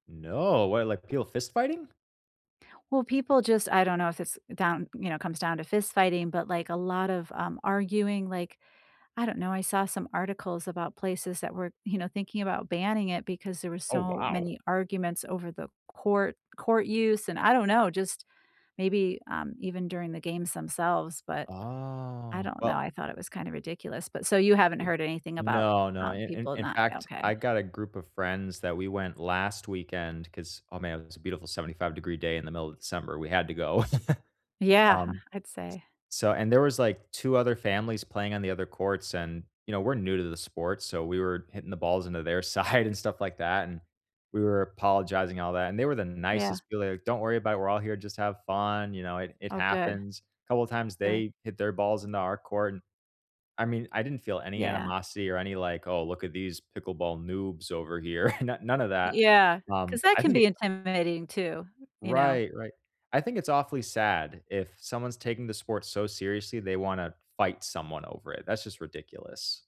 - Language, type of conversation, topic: English, unstructured, Why do some people give up on hobbies quickly?
- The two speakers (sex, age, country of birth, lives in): female, 55-59, United States, United States; male, 25-29, United States, United States
- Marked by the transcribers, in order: tapping; drawn out: "Oh"; swallow; chuckle; laughing while speaking: "side"; chuckle